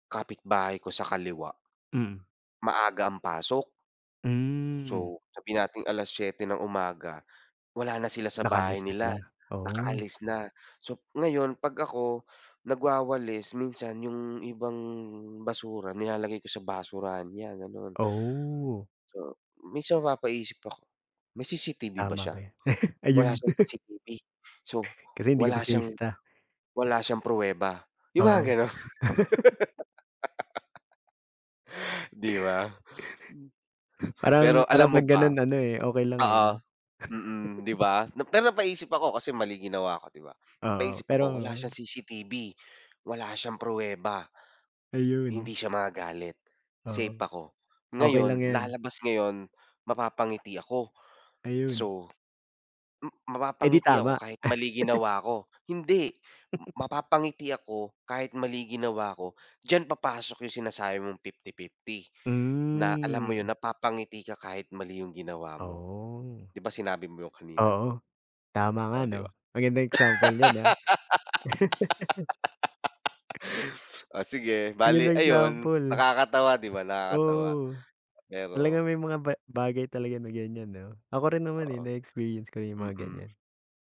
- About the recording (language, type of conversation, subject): Filipino, unstructured, Paano mo tinutukoy kung ano ang tama at mali sa buhay?
- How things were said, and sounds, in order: chuckle; other background noise; laughing while speaking: "gano'n"; chuckle; laugh; tapping; chuckle; chuckle; drawn out: "Hmm"; laugh